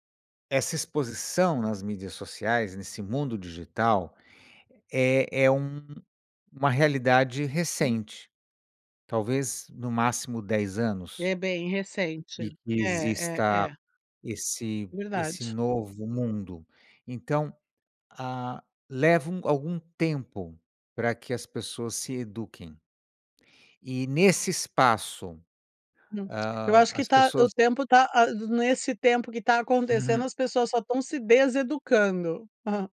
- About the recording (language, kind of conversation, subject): Portuguese, podcast, Como lidar com interpretações diferentes de uma mesma frase?
- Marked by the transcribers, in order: none